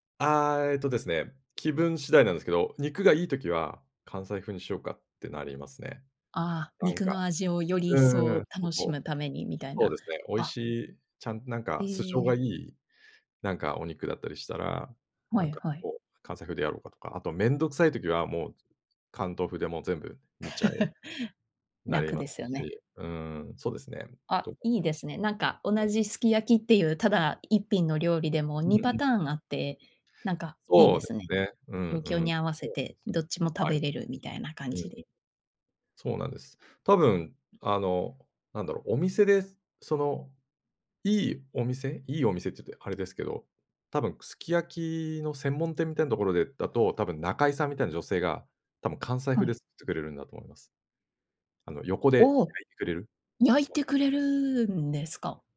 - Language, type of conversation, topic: Japanese, podcast, 子どもの頃の食卓で一番好きだった料理は何ですか？
- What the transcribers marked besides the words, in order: laugh; unintelligible speech; tapping